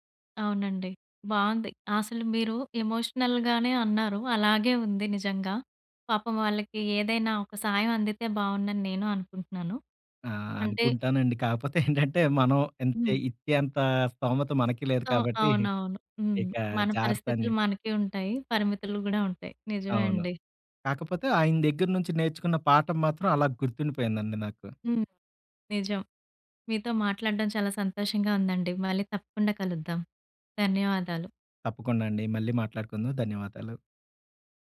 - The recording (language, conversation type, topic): Telugu, podcast, ఒక స్థానిక మార్కెట్‌లో మీరు కలిసిన విక్రేతతో జరిగిన సంభాషణ మీకు ఎలా గుర్తుంది?
- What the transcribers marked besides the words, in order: in English: "ఎమోషనల్‌గానే"; giggle; in English: "సో"; other background noise